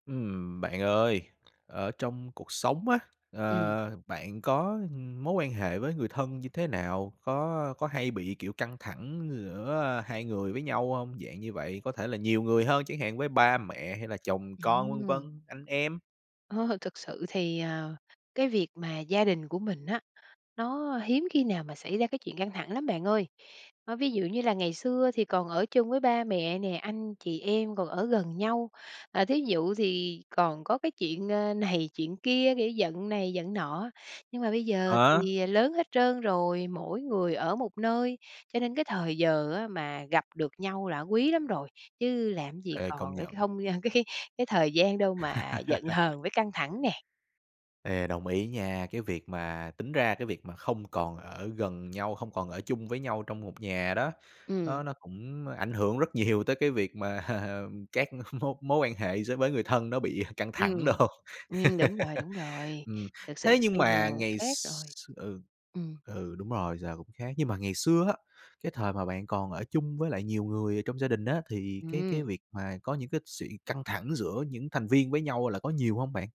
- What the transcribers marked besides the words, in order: other noise; tapping; laughing while speaking: "cái"; laugh; laughing while speaking: "mà"; laughing while speaking: "mối"; laughing while speaking: "đồ"; laugh
- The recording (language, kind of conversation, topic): Vietnamese, podcast, Bạn giữ mối quan hệ với người thân để giảm căng thẳng như thế nào?